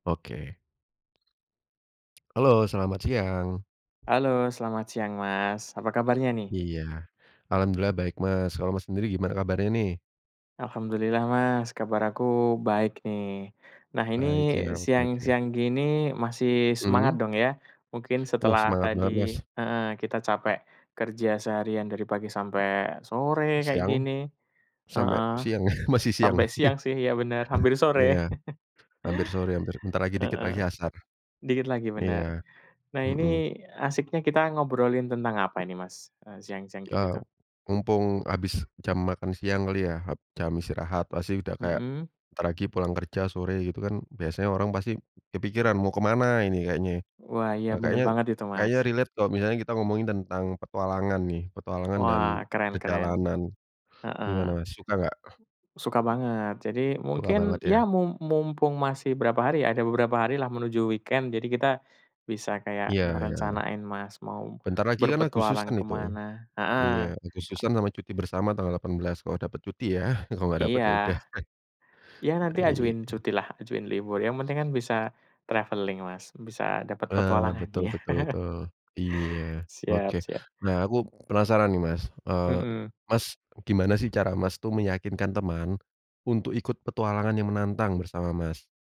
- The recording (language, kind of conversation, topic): Indonesian, unstructured, Bagaimana kamu meyakinkan teman untuk ikut petualangan yang menantang?
- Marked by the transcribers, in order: bird; lip smack; other background noise; tapping; laughing while speaking: "siang, masih siang"; chuckle; in English: "relate"; in English: "weekend"; chuckle; in English: "traveling"; chuckle